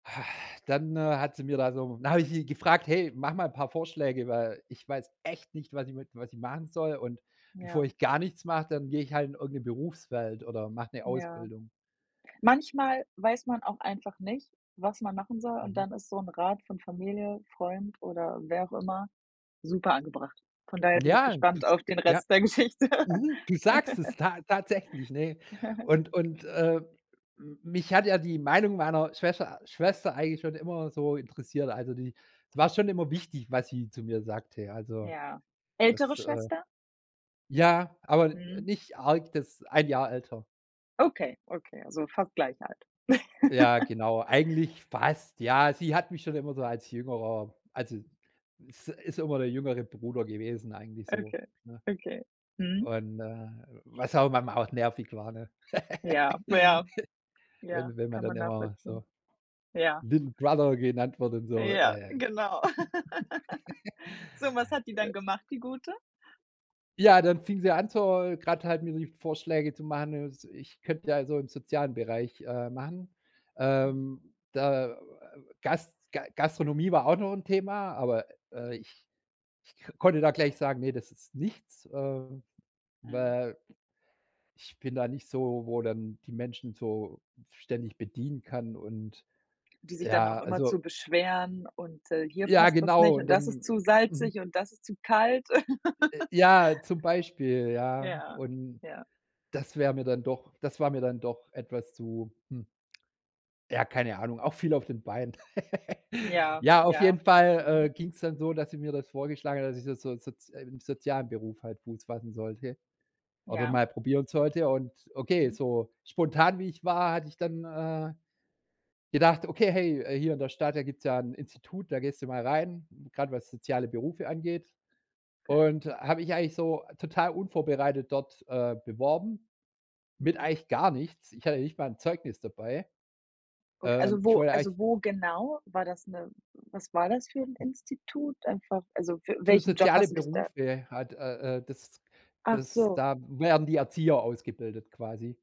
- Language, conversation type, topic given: German, podcast, Wie bist du zu deinem Beruf gekommen?
- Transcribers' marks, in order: other background noise; laughing while speaking: "Geschichte"; giggle; chuckle; giggle; tapping; laugh; in English: "little brother"; laugh; laugh; laugh; tsk; giggle